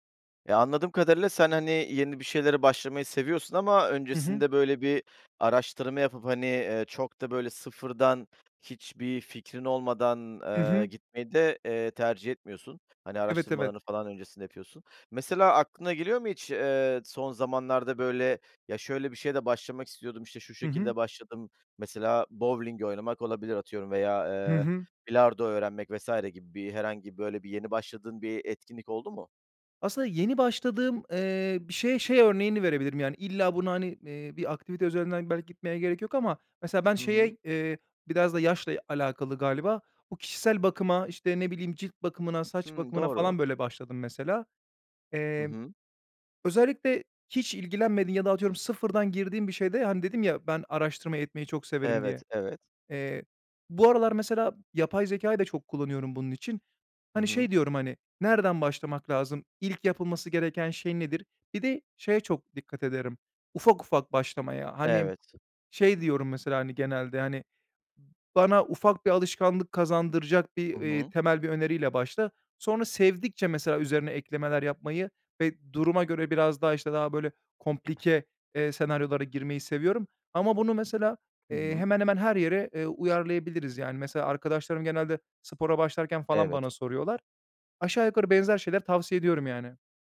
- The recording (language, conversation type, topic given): Turkish, podcast, Yeni bir şeye başlamak isteyenlere ne önerirsiniz?
- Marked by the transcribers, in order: tapping; other background noise